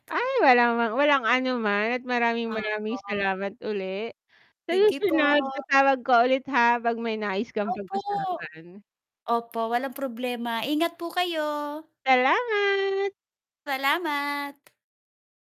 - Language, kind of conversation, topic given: Filipino, unstructured, Ano ang mga pangarap mo sa hinaharap?
- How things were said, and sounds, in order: static; distorted speech; put-on voice: "Ay!"